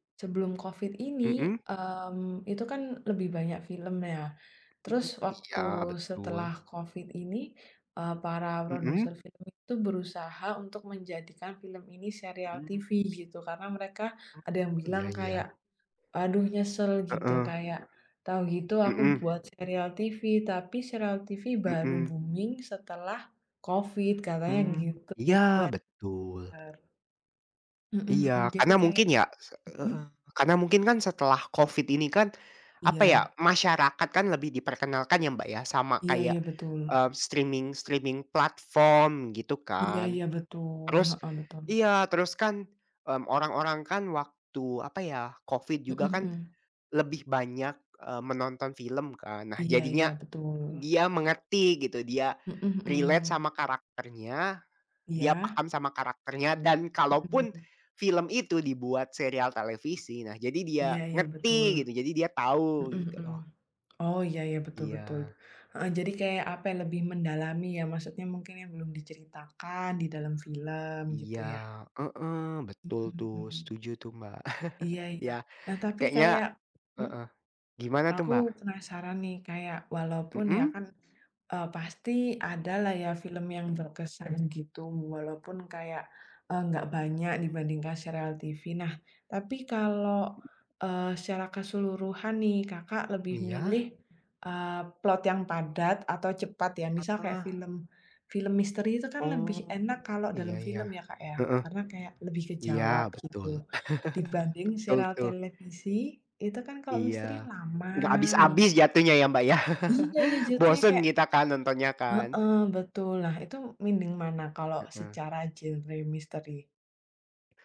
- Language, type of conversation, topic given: Indonesian, unstructured, Apa yang lebih Anda nikmati: menonton serial televisi atau film?
- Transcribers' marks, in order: other background noise; in English: "booming"; in English: "streaming-streaming"; in English: "relate"; chuckle; background speech; chuckle; drawn out: "lama"; chuckle; tapping